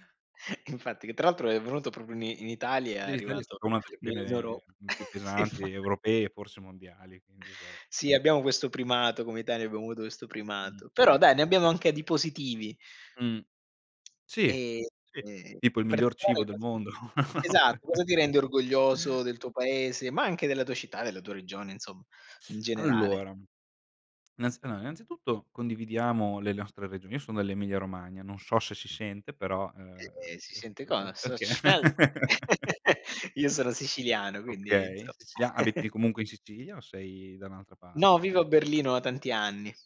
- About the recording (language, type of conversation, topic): Italian, unstructured, Cosa ti rende orgoglioso della tua città o del tuo paese?
- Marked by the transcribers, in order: chuckle; chuckle; laughing while speaking: "no?"; chuckle; "allora" said as "aloa"; chuckle; laugh; laugh